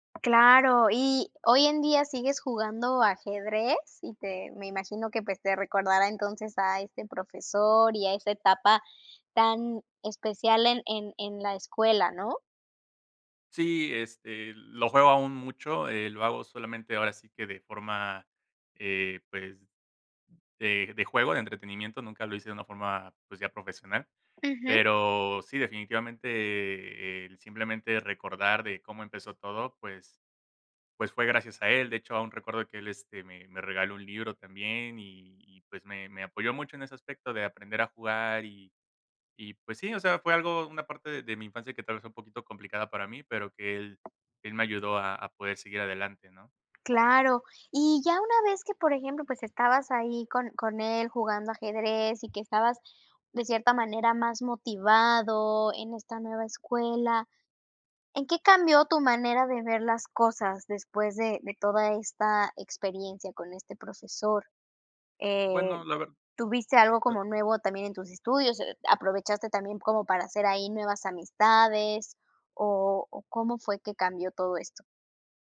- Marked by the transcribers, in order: tapping
- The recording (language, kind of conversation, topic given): Spanish, podcast, ¿Qué profesor influyó más en ti y por qué?
- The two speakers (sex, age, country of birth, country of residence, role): female, 35-39, Mexico, Germany, host; male, 30-34, Mexico, Mexico, guest